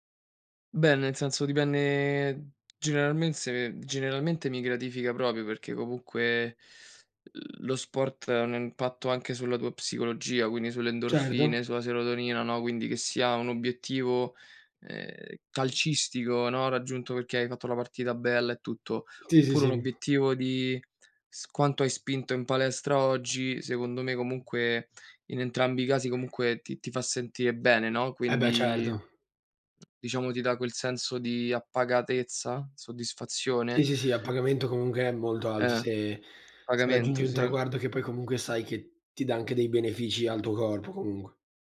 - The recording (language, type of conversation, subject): Italian, unstructured, Come ti senti quando raggiungi un obiettivo sportivo?
- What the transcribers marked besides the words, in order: "dipende" said as "dipenne"; tapping; "generalmente-" said as "generalmense"; other noise; other background noise